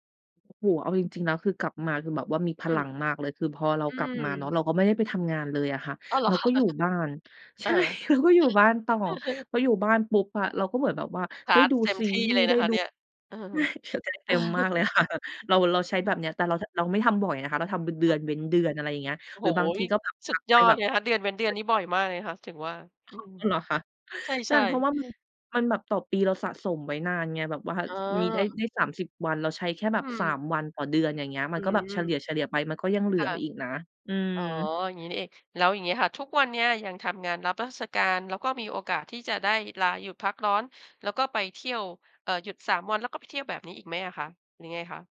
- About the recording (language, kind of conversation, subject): Thai, podcast, การพักผ่อนแบบไหนช่วยให้คุณกลับมามีพลังอีกครั้ง?
- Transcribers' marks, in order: other background noise; laughing while speaking: "เหรอ"; laughing while speaking: "ใช่"; chuckle; laughing while speaking: "ใช่"; laughing while speaking: "ค่ะ"; chuckle; unintelligible speech